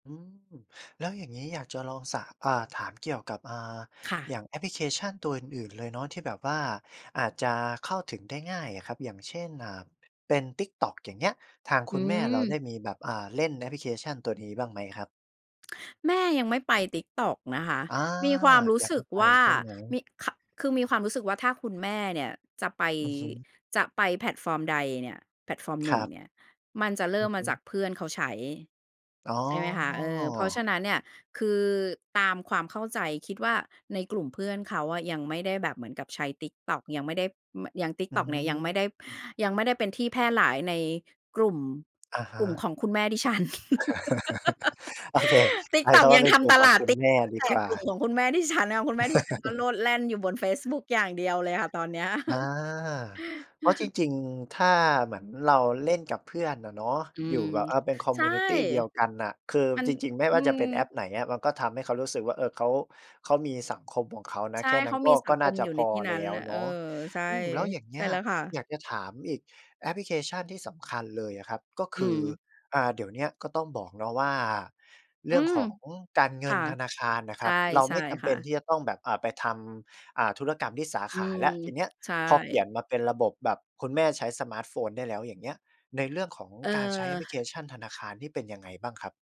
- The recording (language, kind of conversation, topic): Thai, podcast, คุณสอนผู้ใหญ่ให้ใช้โทรศัพท์มือถืออย่างไรบ้าง?
- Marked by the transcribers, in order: other background noise; tapping; chuckle; laugh; unintelligible speech; chuckle; chuckle